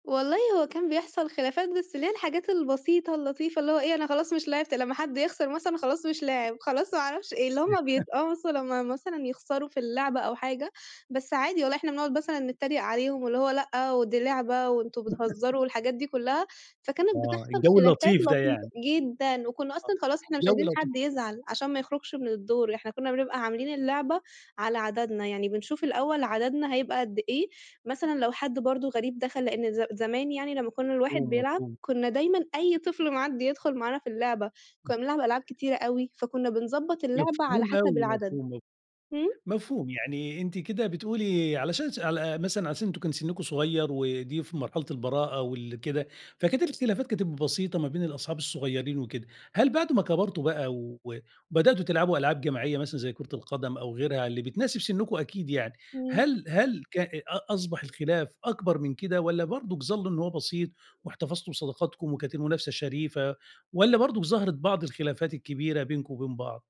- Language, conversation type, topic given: Arabic, podcast, ازاي اللعب الجماعي أثّر على صداقاتك؟
- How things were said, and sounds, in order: tapping; chuckle; chuckle; other background noise